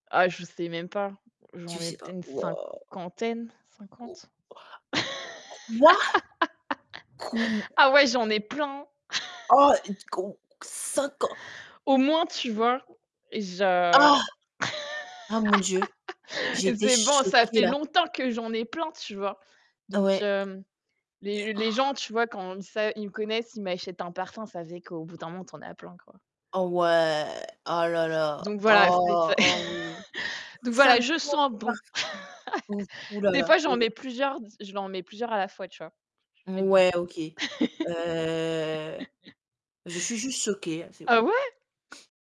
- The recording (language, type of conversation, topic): French, unstructured, Comment fais-tu pour trouver de la joie dans les petites choses ?
- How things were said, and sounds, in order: tapping; other noise; surprised: "Quoi ?"; laugh; chuckle; surprised: "Oh d quou cinquan"; laugh; surprised: "Ah ! Ah mon Dieu"; distorted speech; other background noise; stressed: "ouais"; chuckle; laugh; drawn out: "Heu"; unintelligible speech; chuckle; unintelligible speech; surprised: "Ah ouais ?"